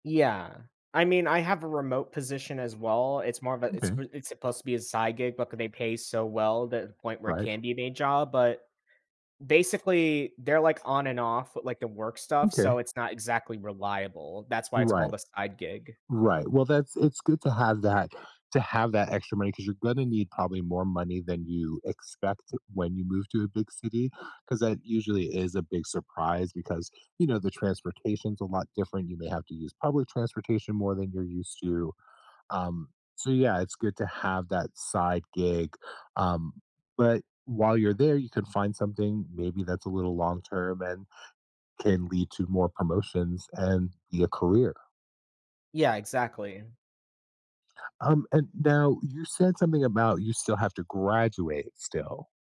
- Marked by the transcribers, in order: other background noise
- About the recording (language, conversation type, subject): English, advice, How can I make friends and feel more settled when moving to a new city alone?